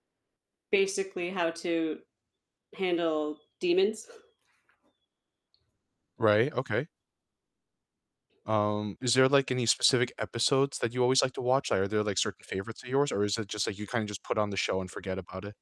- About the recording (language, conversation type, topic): English, unstructured, Which comfort shows do you rewatch for a pick-me-up, and what makes them your cozy go-tos?
- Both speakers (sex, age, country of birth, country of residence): female, 30-34, United States, United States; male, 25-29, United States, United States
- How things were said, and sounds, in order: other background noise